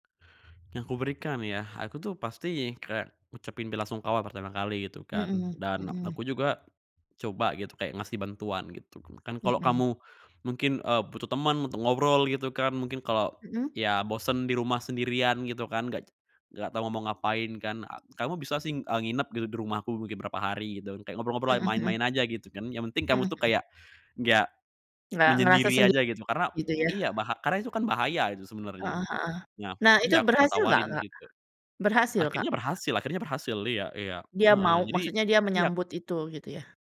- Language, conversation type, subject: Indonesian, podcast, Bagaimana sekolah dapat mendukung kesehatan mental murid?
- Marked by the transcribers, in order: tapping; other background noise